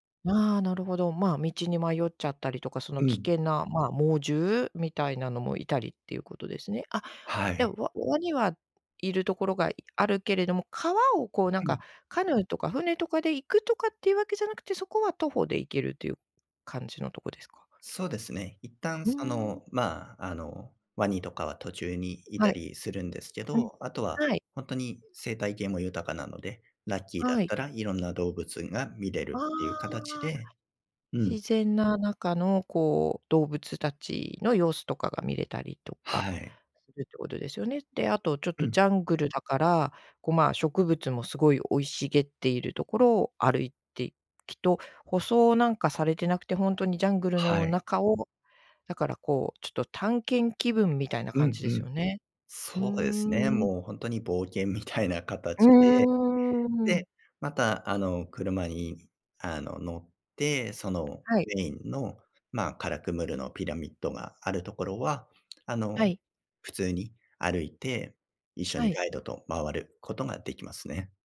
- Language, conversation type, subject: Japanese, podcast, 旅で見つけた秘密の場所について話してくれますか？
- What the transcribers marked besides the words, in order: other noise